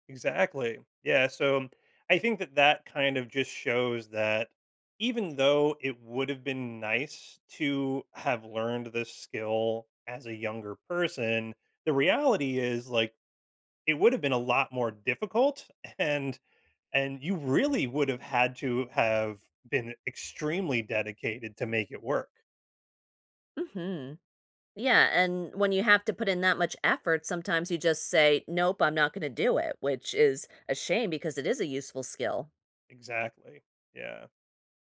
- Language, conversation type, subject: English, unstructured, What skill should I learn sooner to make life easier?
- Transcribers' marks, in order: laughing while speaking: "and"